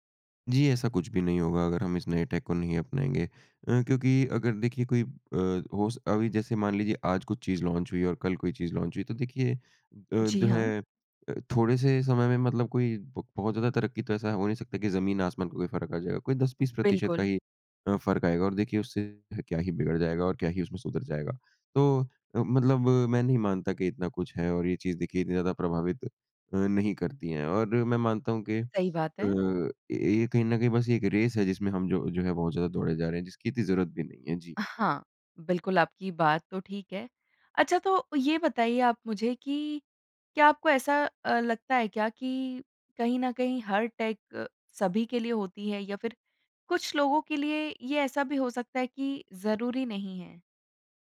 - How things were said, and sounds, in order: in English: "टेक"; in English: "लॉन्च"; in English: "लॉन्च"; in English: "रेस"; in English: "टेक"
- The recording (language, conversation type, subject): Hindi, podcast, नयी तकनीक अपनाने में आपके अनुसार सबसे बड़ी बाधा क्या है?